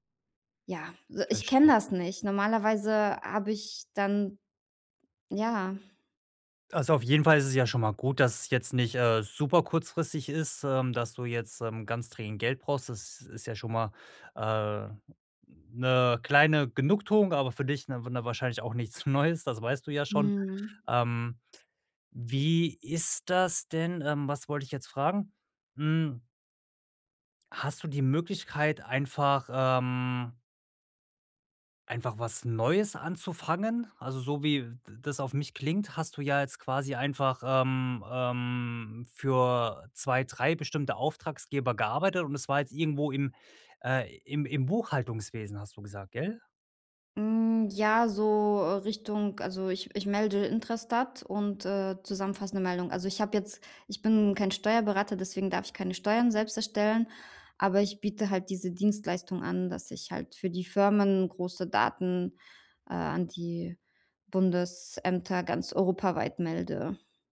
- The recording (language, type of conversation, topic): German, advice, Wie kann ich nach Rückschlägen schneller wieder aufstehen und weitermachen?
- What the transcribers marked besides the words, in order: other background noise; laughing while speaking: "Neues"; "Auftraggeber" said as "Auftragsgeber"